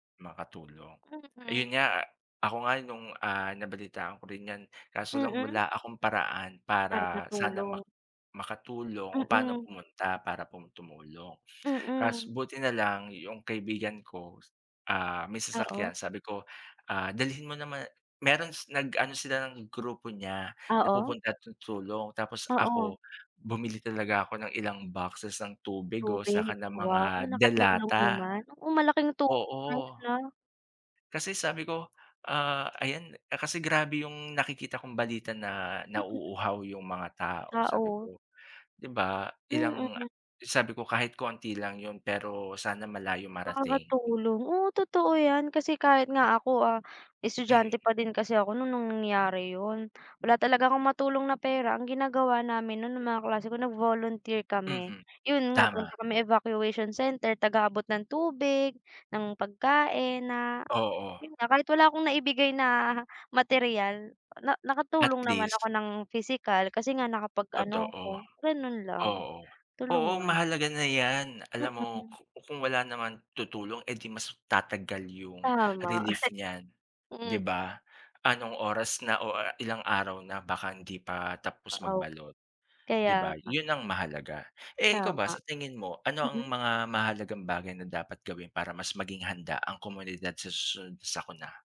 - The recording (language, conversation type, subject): Filipino, unstructured, Paano mo inilalarawan ang pagtutulungan ng komunidad sa panahon ng sakuna?
- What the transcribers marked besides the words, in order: laugh; other background noise; tapping; chuckle